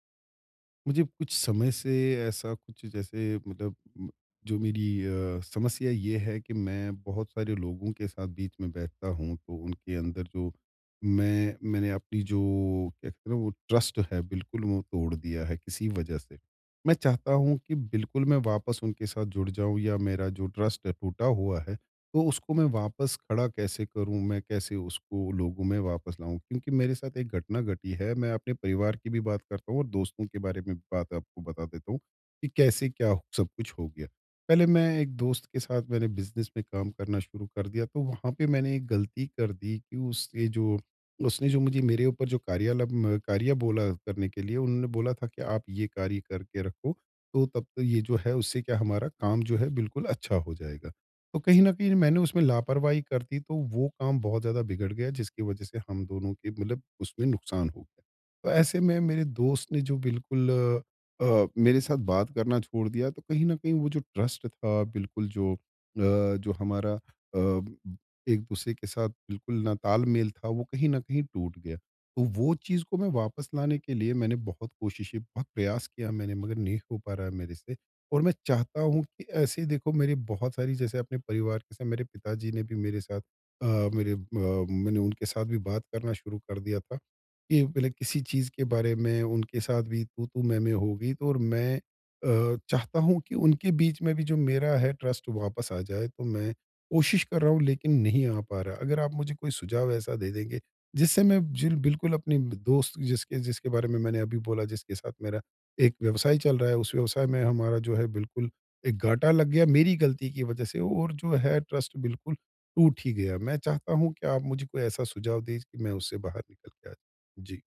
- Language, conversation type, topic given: Hindi, advice, टूटे हुए भरोसे को धीरे-धीरे फिर से कैसे कायम किया जा सकता है?
- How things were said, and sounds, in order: in English: "ट्रस्ट"; in English: "ट्रस्ट"; in English: "ट्रस्ट"; in English: "ट्रस्ट"; in English: "ट्रस्ट"